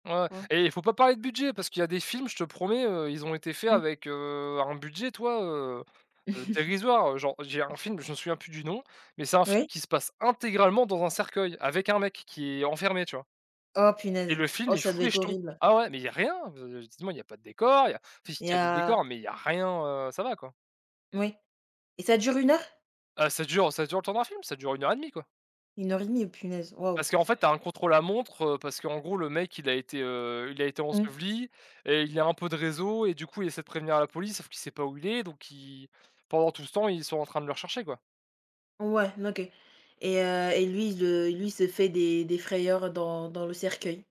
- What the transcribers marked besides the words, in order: tapping; chuckle
- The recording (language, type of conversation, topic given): French, unstructured, Comment un film peut-il changer ta vision du monde ?